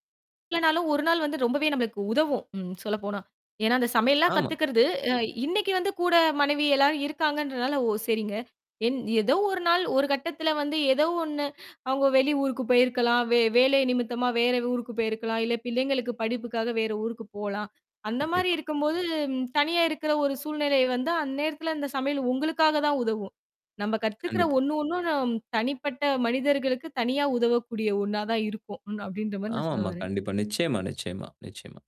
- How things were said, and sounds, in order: static; other background noise; other noise; tapping; mechanical hum
- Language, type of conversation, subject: Tamil, podcast, கற்றுக்கொள்ளும் போது உங்களுக்கு மகிழ்ச்சி எப்படித் தோன்றுகிறது?